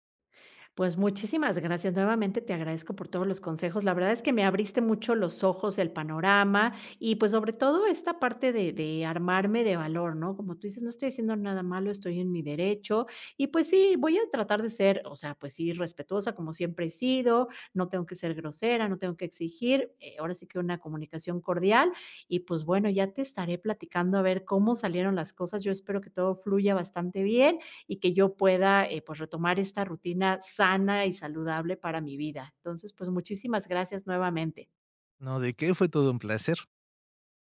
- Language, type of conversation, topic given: Spanish, advice, ¿De qué manera estoy descuidando mi salud por enfocarme demasiado en el trabajo?
- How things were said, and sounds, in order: none